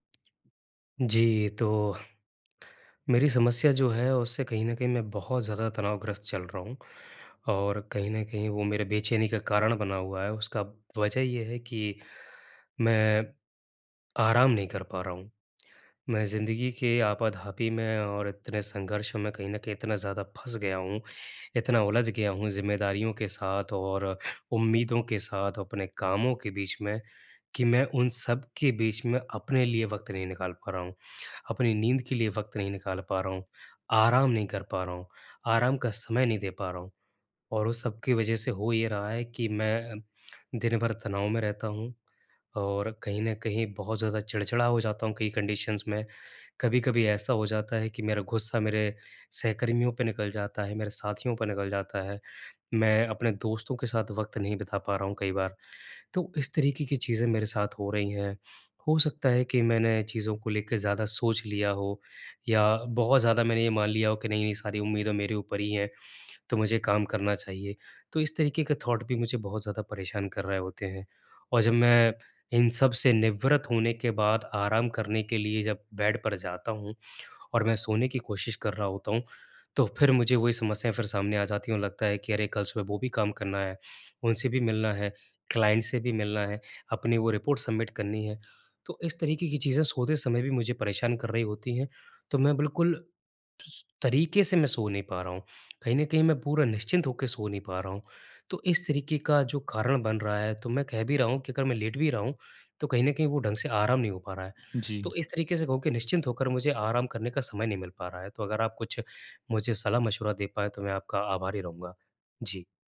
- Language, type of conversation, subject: Hindi, advice, मुझे आराम करने का समय नहीं मिल रहा है, मैं क्या करूँ?
- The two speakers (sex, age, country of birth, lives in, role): male, 18-19, India, India, advisor; male, 25-29, India, India, user
- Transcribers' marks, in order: in English: "कंडीशंस"; in English: "थॉट"; in English: "क्लाइंट"; in English: "रिपोर्ट सबमिट"